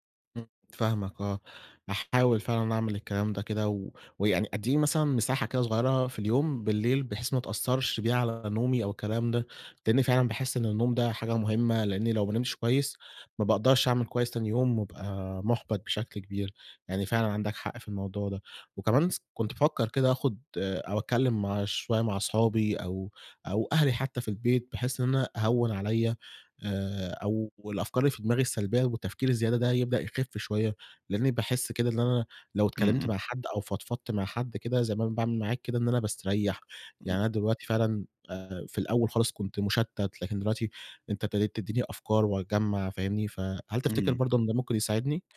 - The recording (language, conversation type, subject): Arabic, advice, إزاي أعبّر عن إحساسي بالتعب واستنزاف الإرادة وعدم قدرتي إني أكمل؟
- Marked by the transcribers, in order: none